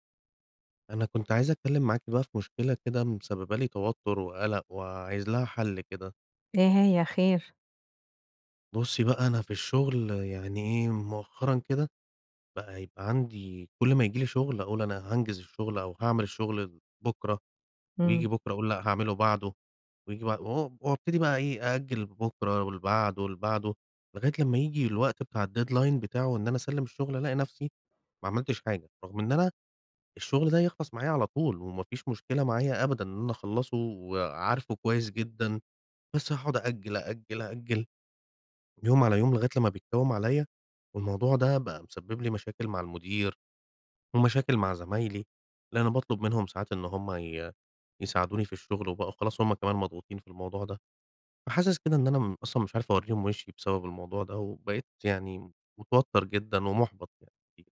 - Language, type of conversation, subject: Arabic, advice, بتأجّل المهام المهمة على طول رغم إني ناوي أخلصها، أعمل إيه؟
- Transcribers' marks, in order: in English: "الdeadline"; unintelligible speech